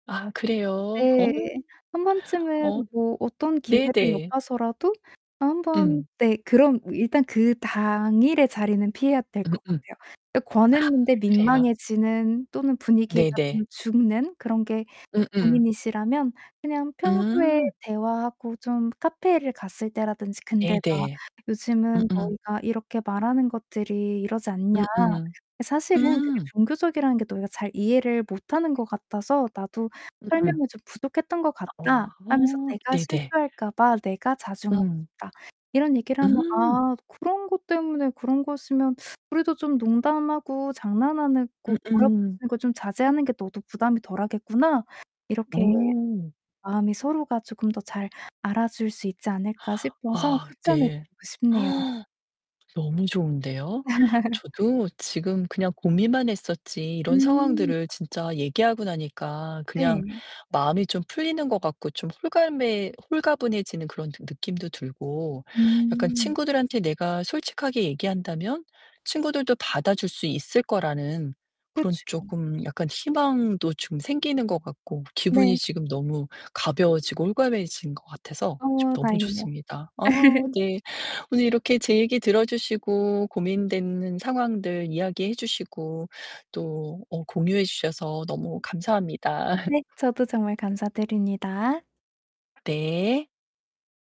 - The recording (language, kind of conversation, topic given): Korean, advice, 또래들의 음주나 활동 참여 압력 때문에 원치 않는데도 함께하게 될 때 어떻게 대처하면 좋을까요?
- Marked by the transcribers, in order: teeth sucking; laugh; distorted speech; laugh; laugh; tapping